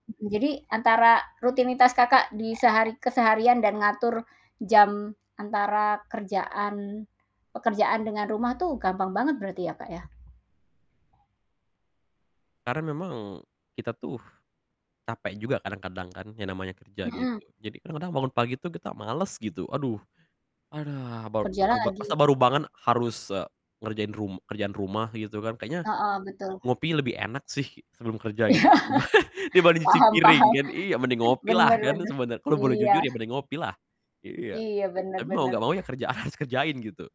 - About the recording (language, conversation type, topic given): Indonesian, podcast, Bagaimana kamu mengatur waktu antara pekerjaan dan urusan rumah tangga?
- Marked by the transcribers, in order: distorted speech; other background noise; laugh; laughing while speaking: "Iya"; laughing while speaking: "kerjaan"